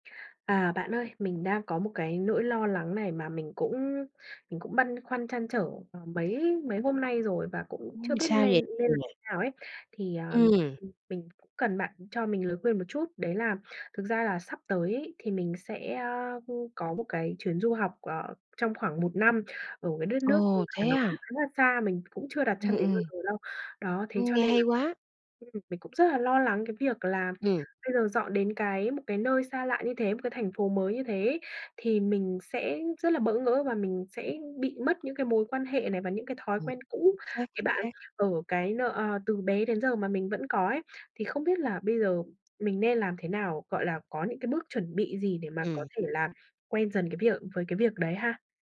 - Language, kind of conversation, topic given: Vietnamese, advice, Làm thế nào để thích nghi khi chuyển đến thành phố mới và dần xây dựng lại các mối quan hệ, thói quen sau khi rời xa những điều cũ?
- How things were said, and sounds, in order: unintelligible speech; tapping